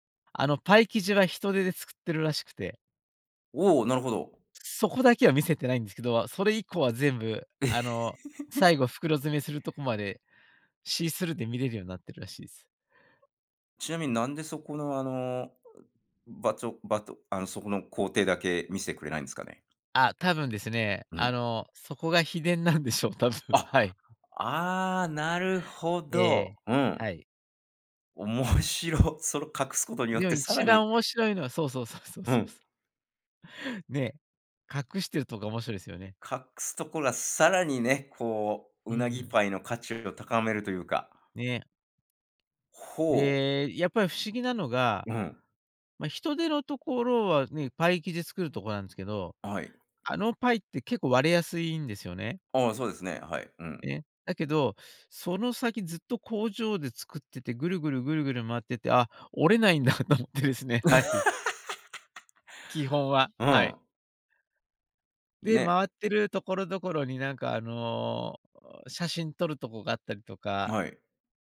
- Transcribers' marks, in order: laugh; laughing while speaking: "なんでしょう、多分。はい"; laughing while speaking: "おもしろ"; laughing while speaking: "だと思ってですね、はい"; laugh; groan
- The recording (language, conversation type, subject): Japanese, podcast, 地元の人しか知らない穴場スポットを教えていただけますか？